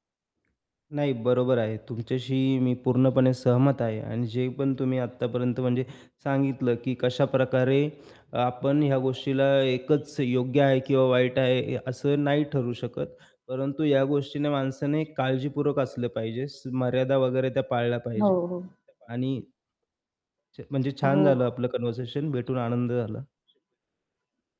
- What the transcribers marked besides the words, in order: tapping; other background noise; background speech; mechanical hum; static; in English: "कन्व्हर्सेशन"
- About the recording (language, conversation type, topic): Marathi, podcast, ऑनलाइन मैत्री खरंच असू शकते का?
- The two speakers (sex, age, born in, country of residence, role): female, 30-34, India, India, guest; male, 30-34, India, India, host